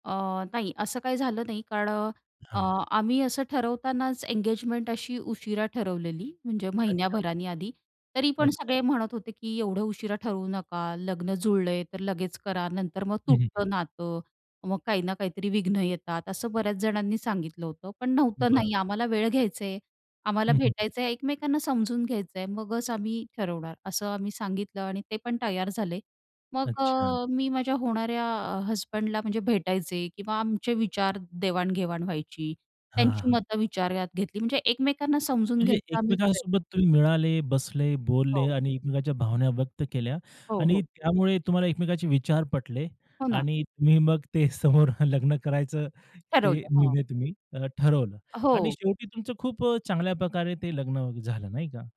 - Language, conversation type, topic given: Marathi, podcast, लग्न आत्ताच करावे की थोडे पुढे ढकलावे, असे तुम्हाला काय वाटते?
- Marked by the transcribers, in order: other background noise; laughing while speaking: "समोर लग्न करायचं"